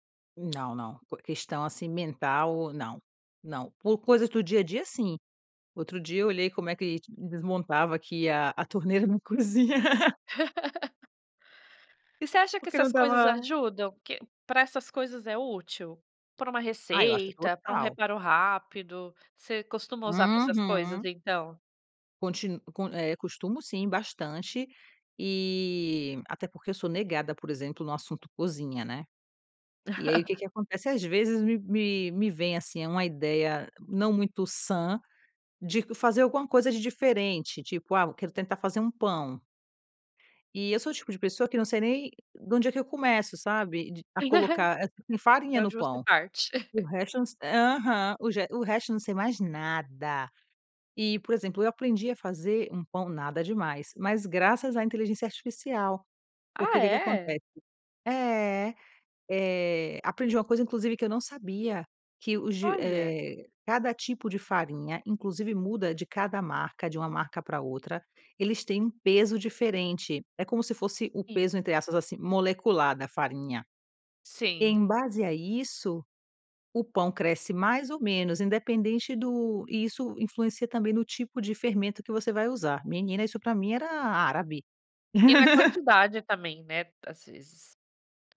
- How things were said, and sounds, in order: laugh; giggle; giggle; stressed: "nada"; laugh; tapping
- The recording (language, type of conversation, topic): Portuguese, podcast, O que te assusta e te atrai em inteligência artificial?